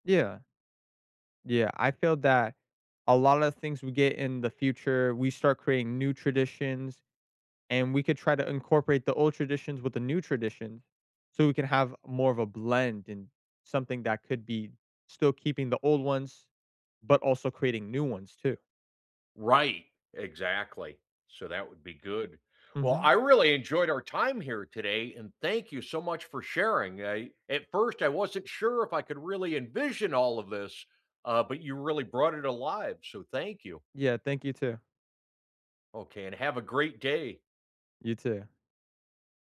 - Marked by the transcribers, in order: none
- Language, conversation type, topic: English, unstructured, What cultural tradition do you look forward to each year?
- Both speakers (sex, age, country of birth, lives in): male, 20-24, United States, United States; male, 55-59, United States, United States